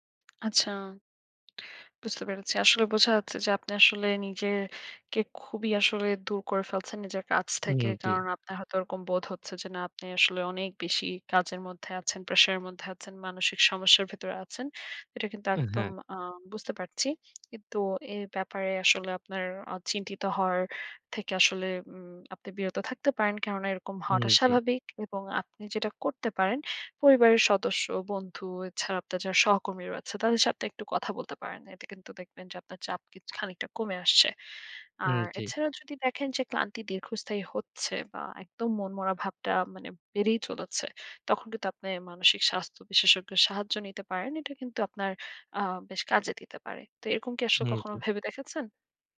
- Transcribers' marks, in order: inhale
- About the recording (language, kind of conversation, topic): Bengali, advice, সারা সময় ক্লান্তি ও বার্নআউট অনুভব করছি